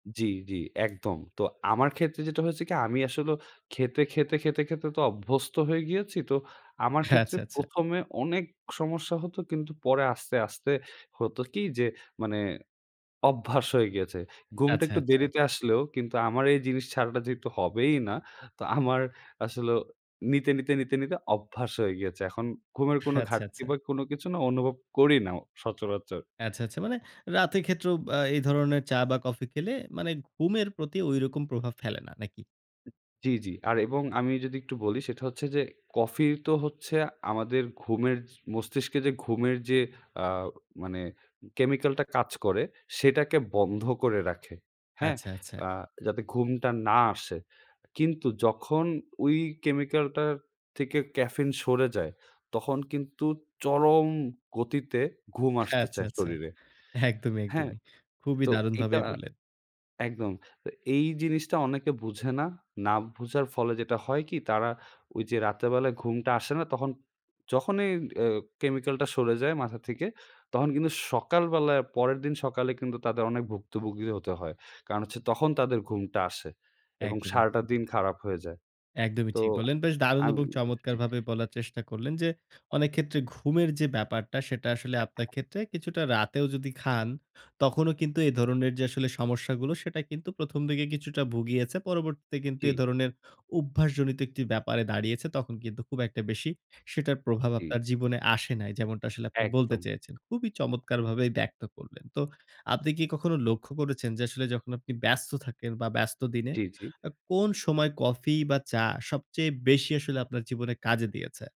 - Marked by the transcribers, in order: alarm; other noise; "না" said as "নাও"; in English: "chemical"; in English: "chemical"; in English: "caffeine"; in English: "chemical"
- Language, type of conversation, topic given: Bengali, podcast, কফি বা চা কখন খেলে আপনার এনার্জি সবচেয়ে ভালো থাকে, এবং কেন?